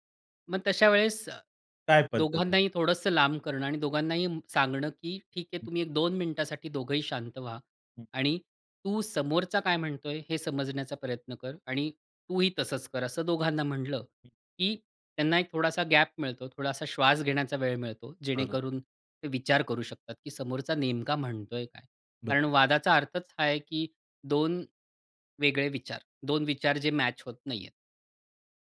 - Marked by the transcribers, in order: none
- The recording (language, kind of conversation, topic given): Marathi, podcast, वाद वाढू न देता आपण स्वतःला शांत कसे ठेवता?